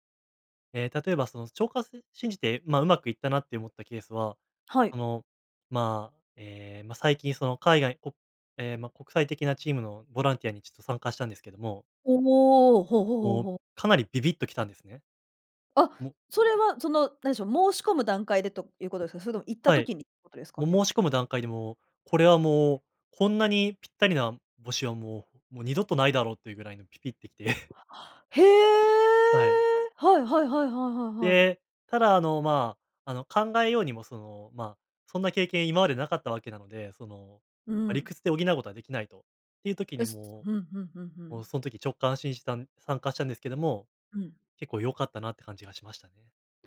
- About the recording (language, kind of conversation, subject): Japanese, podcast, 直感と理屈、どちらを信じますか？
- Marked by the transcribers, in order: chuckle; drawn out: "へえ！"